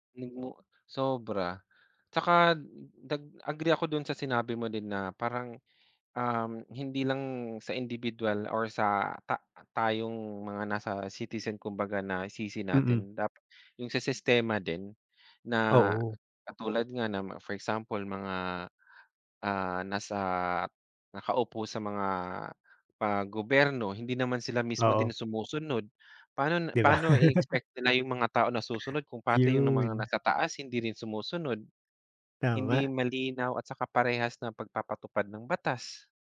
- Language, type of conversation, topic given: Filipino, unstructured, Ano ang palagay mo tungkol sa kawalan ng disiplina sa mga pampublikong lugar?
- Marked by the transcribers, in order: tapping; "gobyerno" said as "goberno"; laugh